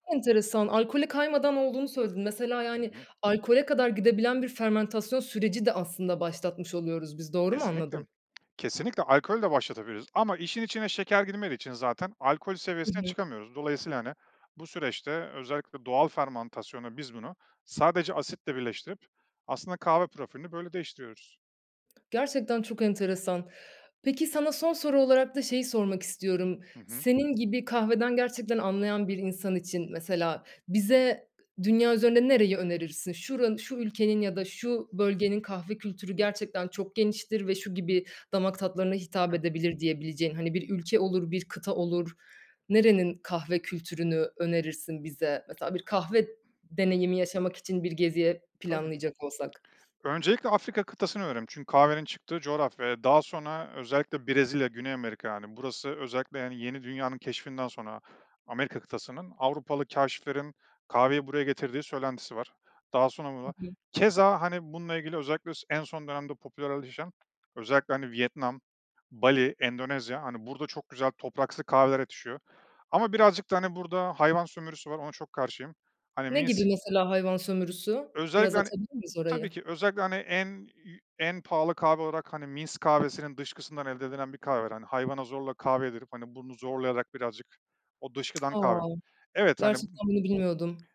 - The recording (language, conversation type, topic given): Turkish, podcast, Bu yaratıcı hobinle ilk ne zaman ve nasıl tanıştın?
- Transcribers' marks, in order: other background noise; tapping; unintelligible speech; other noise; stressed: "keza"